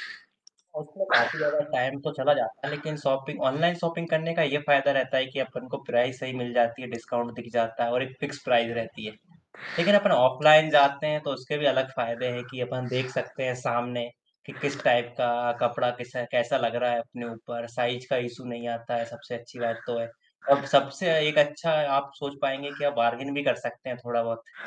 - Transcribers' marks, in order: distorted speech; static; in English: "टाइम"; in English: "शॉपिंग ऑनलाइन शॉपिंग"; in English: "प्राइस"; in English: "डिस्काउंट"; in English: "फिक्स प्राइस"; other background noise; in English: "टाइप"; in English: "साइज़"; in English: "इश्यू"; in English: "बारगेन"
- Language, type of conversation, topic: Hindi, unstructured, आपको शॉपिंग मॉल में खरीदारी करना अधिक पसंद है या ऑनलाइन खरीदारी करना?